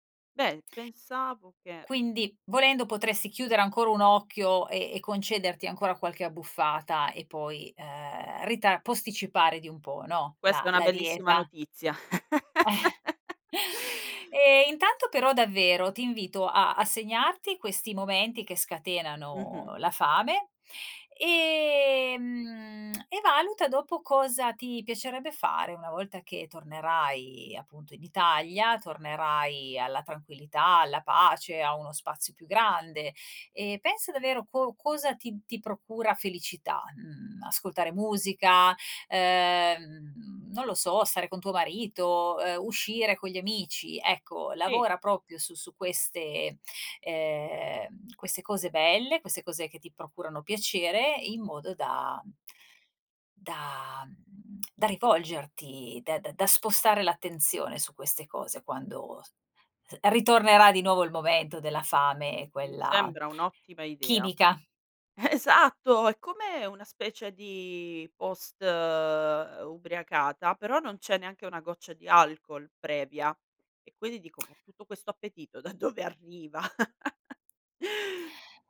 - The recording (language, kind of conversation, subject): Italian, advice, Come posso gestire il senso di colpa dopo un’abbuffata occasionale?
- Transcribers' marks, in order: chuckle; laugh; tongue click; "proprio" said as "propio"; lip smack; laughing while speaking: "Esatto!"; lip smack; laughing while speaking: "da dove arriva?"; laugh